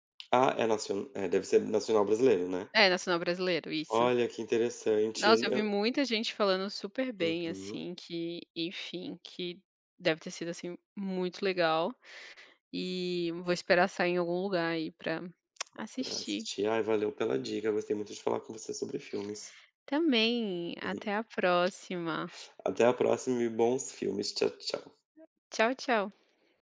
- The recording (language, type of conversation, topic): Portuguese, unstructured, Qual foi o último filme que fez você refletir?
- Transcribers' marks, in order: other noise